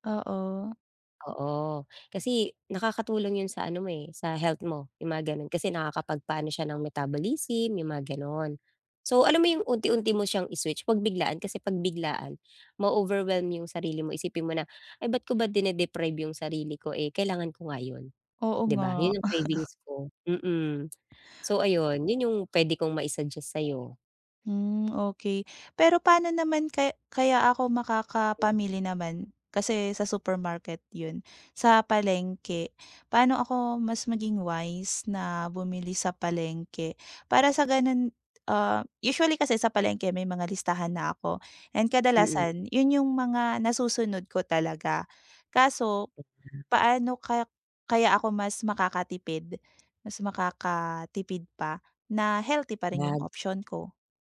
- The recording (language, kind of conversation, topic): Filipino, advice, Paano ako makakapagbadyet at makakapamili nang matalino sa araw-araw?
- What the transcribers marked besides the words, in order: tapping; chuckle; unintelligible speech